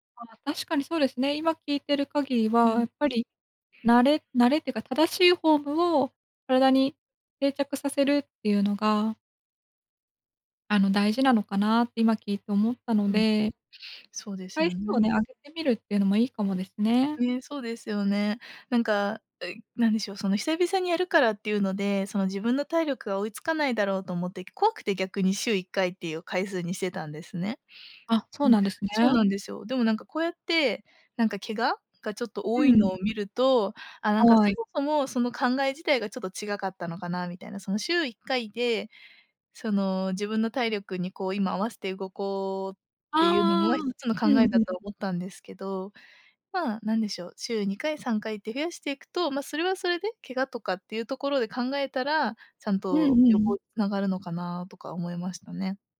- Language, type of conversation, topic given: Japanese, advice, 怪我や故障から運動に復帰するのが怖いのですが、どうすれば不安を和らげられますか？
- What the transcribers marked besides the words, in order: none